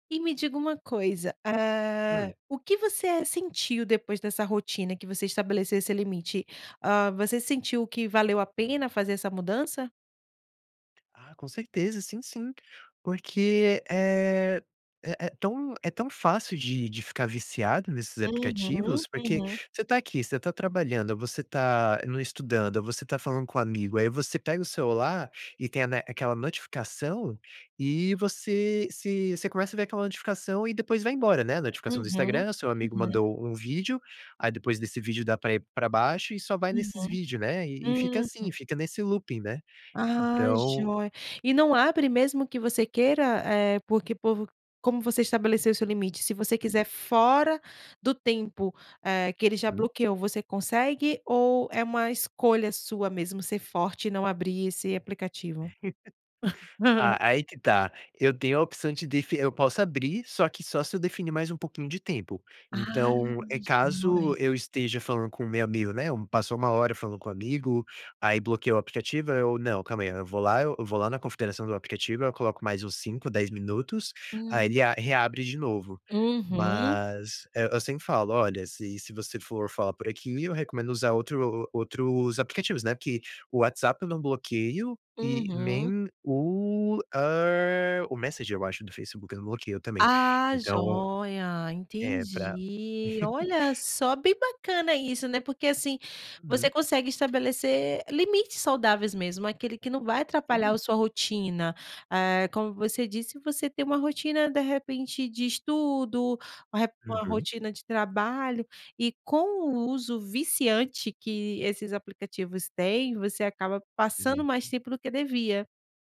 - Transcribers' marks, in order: in English: "looping"; laugh; unintelligible speech; chuckle; unintelligible speech
- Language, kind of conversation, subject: Portuguese, podcast, Como você define limites saudáveis para o uso do celular no dia a dia?